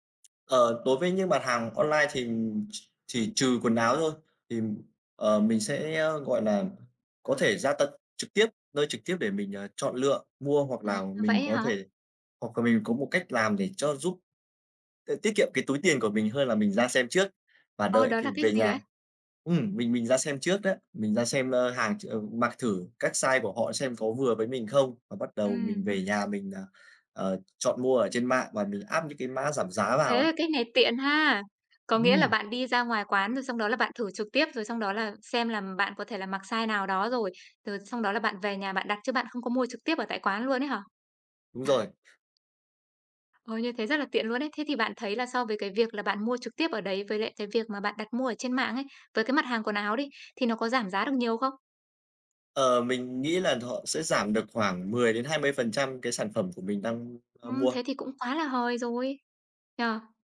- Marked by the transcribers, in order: tapping; other background noise; unintelligible speech; other noise
- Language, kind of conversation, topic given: Vietnamese, podcast, Bạn có thể kể về lần mua sắm trực tuyến khiến bạn ấn tượng nhất không?